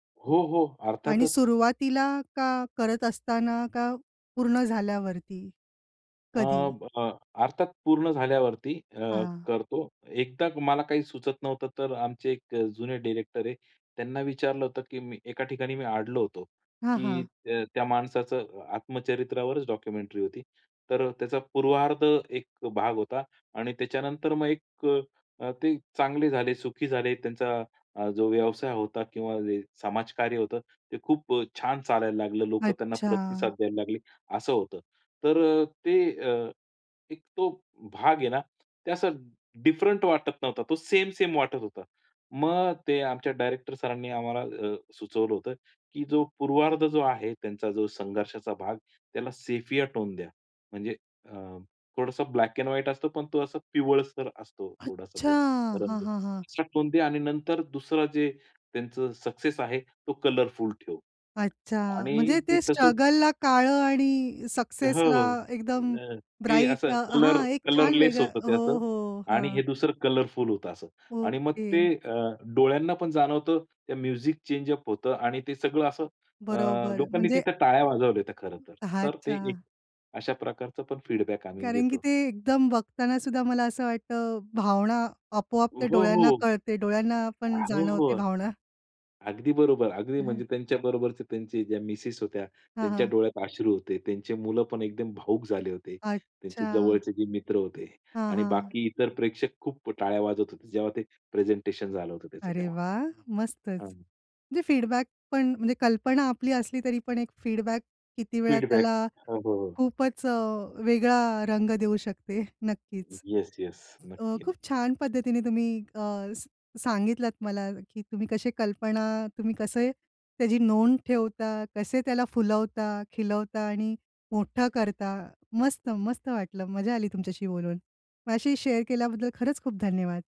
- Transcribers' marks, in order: in English: "डॉक्युमेंटरी"; in English: "सेफिया टोन द्या"; in English: "सेफिया टोन द्या"; in English: "ब्राइट"; in English: "कलरलेस"; in English: "म्युझिक चेंज"; other noise; in English: "फीडबॅक"; in English: "फीडबॅक"; in English: "फीडबॅक"; in English: "फीडबॅक"; other background noise; tapping; in English: "शेअर"
- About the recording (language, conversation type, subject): Marathi, podcast, नवकल्पना सुचल्यावर तुमचं पहिलं पाऊल काय असतं?